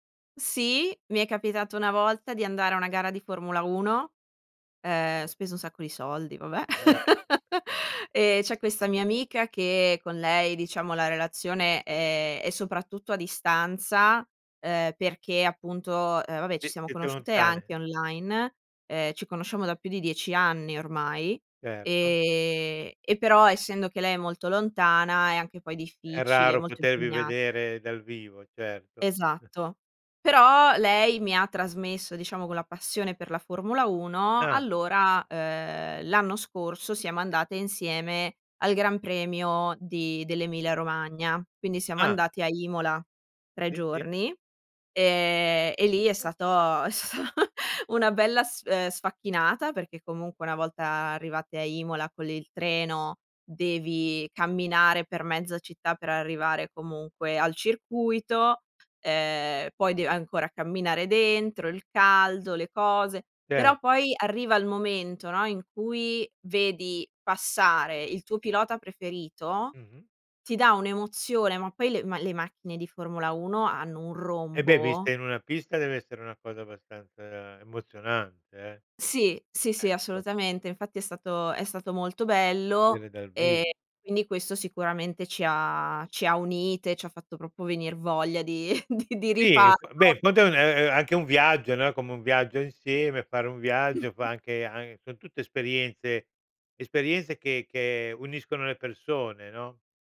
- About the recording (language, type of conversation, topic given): Italian, podcast, Come si coltivano amicizie durature attraverso esperienze condivise?
- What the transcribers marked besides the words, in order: laugh; chuckle; chuckle; "il" said as "el"; other background noise; "proprio" said as "propro"; chuckle; laughing while speaking: "di di rifarlo"; chuckle